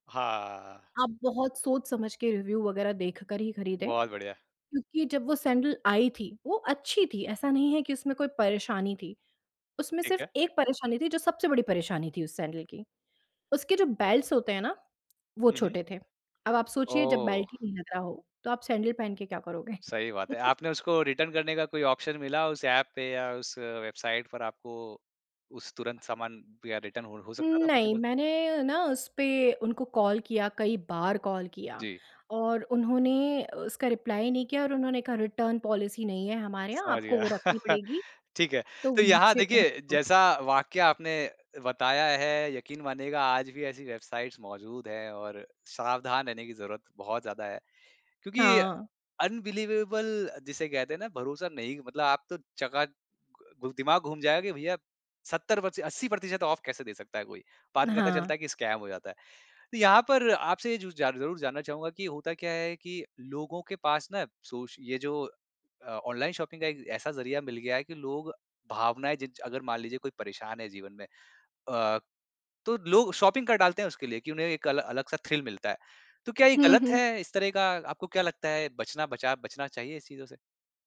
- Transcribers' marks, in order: in English: "रिव्यू"; in English: "बेल्ट्स"; chuckle; in English: "रिटर्न"; in English: "ऑप्शन"; in English: "रिटर्न"; in English: "पॉसिबल?"; in English: "कॉल"; in English: "कॉल"; in English: "रिप्लाई"; in English: "रिटर्न पॉलिसी"; chuckle; in English: "वेबसाइट्स"; in English: "अनबिलीवेबल"; in English: "ऑफ"; in English: "स्कैम"; in English: "शॉपिंग"; in English: "शॉपिंग"; in English: "थ्रिल"
- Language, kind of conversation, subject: Hindi, podcast, ऑनलाइन खरीदारी का आपका सबसे यादगार अनुभव क्या रहा?